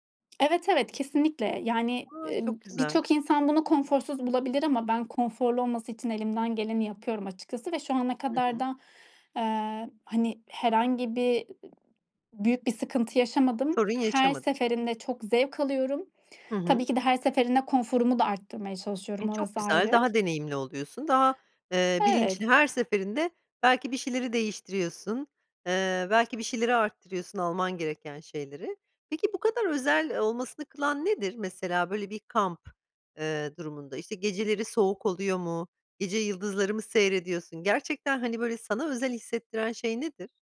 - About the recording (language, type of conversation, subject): Turkish, podcast, Doğada dinginlik bulduğun bir anı anlatır mısın?
- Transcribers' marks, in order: none